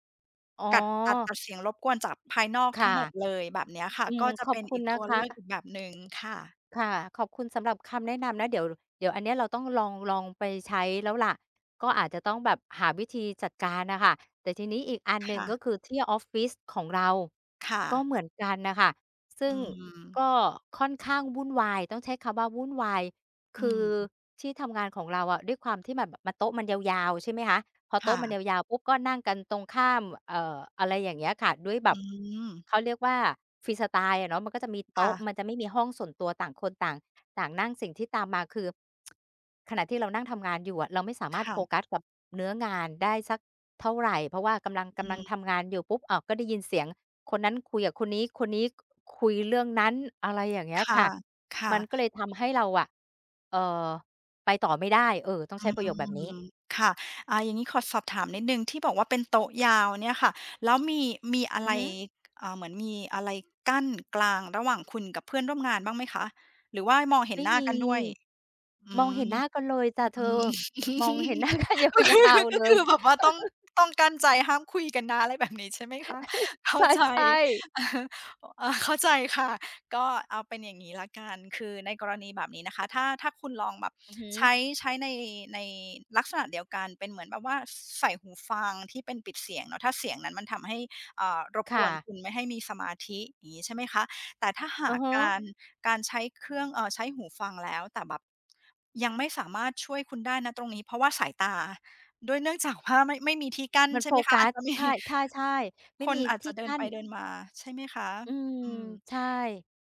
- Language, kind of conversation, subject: Thai, advice, สภาพแวดล้อมที่บ้านหรือที่ออฟฟิศทำให้คุณโฟกัสไม่ได้อย่างไร?
- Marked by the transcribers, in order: tapping; drawn out: "อืม"; tsk; other background noise; laughing while speaking: "อืม ก็คือ ก็คือแบบว่าต้อง ต้องกลั้นใจห้ามคุยกันนะ อะไรแบบนี้ใช่ไหมคะ เข้าใจ เอ่อ เข้าใจค่ะ"; laughing while speaking: "หน้ากันยาว ๆ เลย"; laugh; laughing while speaking: "ใช่ ๆ"; laughing while speaking: "จะมี"